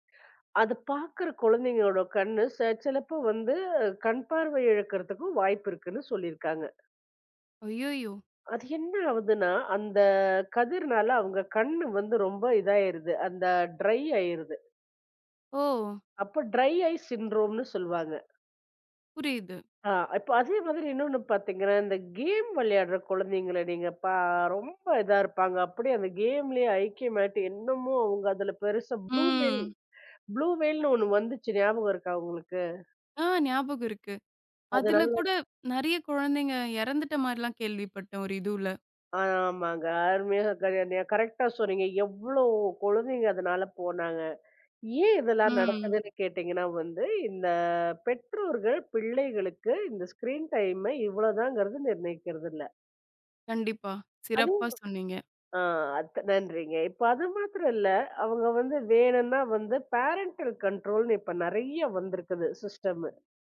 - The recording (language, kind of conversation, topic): Tamil, podcast, ஸ்கிரீன் நேரத்தை சமநிலையாக வைத்துக்கொள்ள முடியும் என்று நீங்கள் நினைக்கிறீர்களா?
- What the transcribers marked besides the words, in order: in English: "ட்ரை"; in English: "ட்ரை ஐ சின்ட்ரோம்ன்னு"; drawn out: "பா"; drawn out: "ம்"; in English: "ப்ளு வெல் ப்ளு வெல்ன்னு"; "அதனால" said as "அதுநல்ல"; other background noise; drawn out: "இந்த"; in English: "ஸ்கிரீன் டைமை"; in English: "பேரண்டல் கன்ட்ரோல்ன்னு"